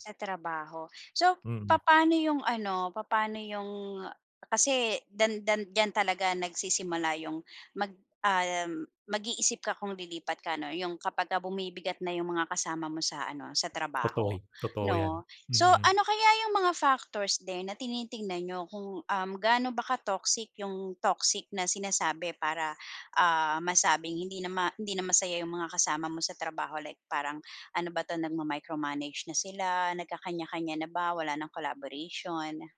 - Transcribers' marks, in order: tapping
- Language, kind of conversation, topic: Filipino, podcast, Paano ka nagdedesisyon kung lilipat ka ba ng trabaho o mananatili?